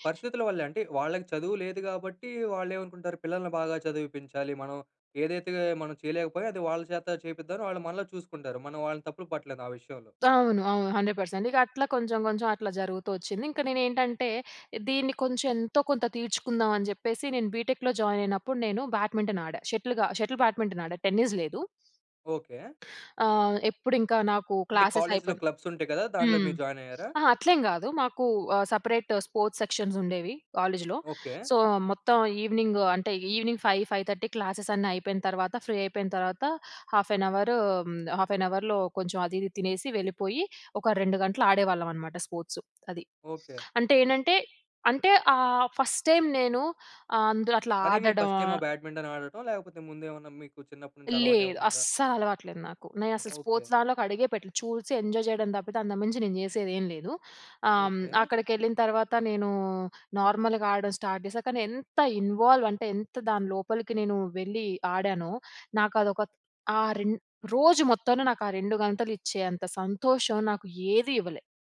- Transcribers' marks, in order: in English: "హండ్రెడ్ పర్సెంట్"; in English: "బి‌టెక్‌లో జాయిన్"; in English: "బ్యాడ్మింటన్"; in English: "షటిల్"; in English: "షటిల్ బ్యాడ్మింటన్"; in English: "టెన్నిస్"; in English: "క్లాసెస్"; in English: "క్లబ్స్"; in English: "జాయిన్"; in English: "సెపరేట్ స్పోర్ట్స్ సెక్షన్స్"; in English: "సో"; in English: "ఈవినింగ్"; in English: "ఈవినింగ్ ఫైవ్ ఫైవ్ థర్టీ క్లాసెస్"; in English: "ఫ్రీ"; in English: "హాఫ్ ఎన్ అవర్, హాఫ్ ఎన్ అవర్‍లో"; in English: "స్పోర్ట్స్"; in English: "ఫస్ట్ టైమ్"; in English: "ఫస్ట్"; in English: "బ్యాడ్మింటన్"; in English: "స్పోర్ట్స్"; in English: "ఎంజాయ్"; in English: "నార్మల్‌గా"; in English: "స్టార్ట్"; in English: "ఇన్వాల్వ్"
- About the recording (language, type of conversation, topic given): Telugu, podcast, చిన్నప్పుడే మీకు ఇష్టమైన ఆట ఏది, ఎందుకు?